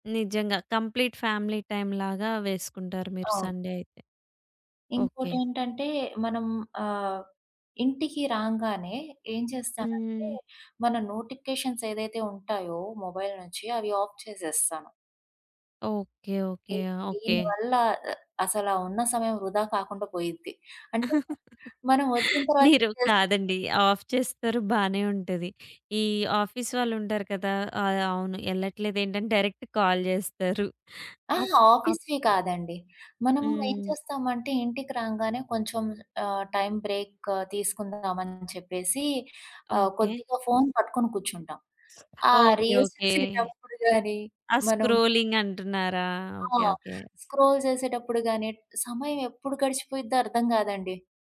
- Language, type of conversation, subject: Telugu, podcast, పని, వ్యక్తిగత జీవితం మధ్య సరిహద్దులు పెట్టుకోవడం మీకు ఎలా సులభమైంది?
- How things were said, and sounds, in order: in English: "కంప్లీట్ ఫ్యామిలీ టైమ్‌లాగా"; in English: "సండే"; in English: "నోటిఫికేషన్స్"; in English: "మొబైల్"; in English: "ఆఫ్"; giggle; in English: "ఆఫ్"; in English: "డైరెక్ట్ కాల్"; other background noise; in English: "బ్రేక్"; in English: "రిల్స్"; in English: "స్క్రోల్"